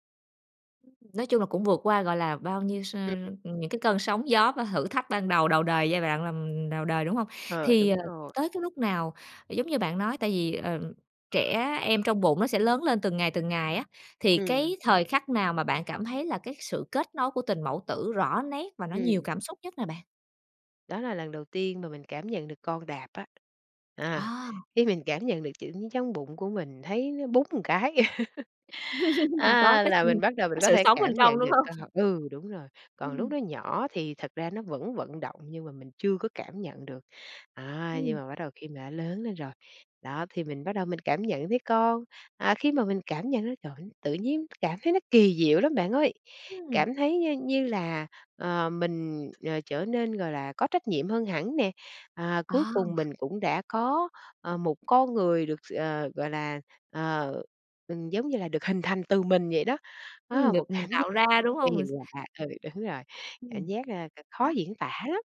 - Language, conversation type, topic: Vietnamese, podcast, Lần đầu làm cha hoặc mẹ, bạn đã cảm thấy thế nào?
- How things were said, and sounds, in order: tapping; other background noise; "một" said as "ừn"; laugh